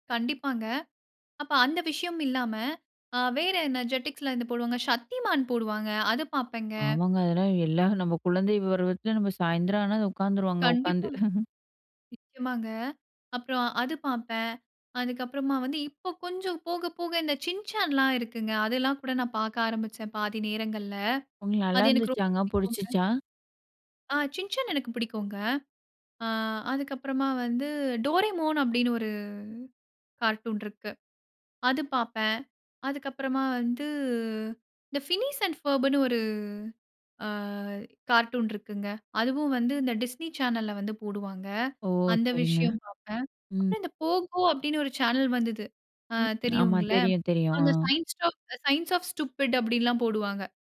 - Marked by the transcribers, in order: "பருவத்தில" said as "விருவத்தில"; chuckle; in English: "கார்ட்டூன்"; in English: "ஃபினிஷ் அண்ட் பர்புன்னு"; in English: "கார்ட்டூன்"; in English: "சேனல்ல"; in English: "சேனல்"; in English: "சயன்ஸ் ஆஃப் ஸ்டுப்பிட்"
- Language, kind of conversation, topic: Tamil, podcast, சிறுவயதில் நீங்கள் பார்த்த தொலைக்காட்சி நிகழ்ச்சிகள் பற்றிச் சொல்ல முடியுமா?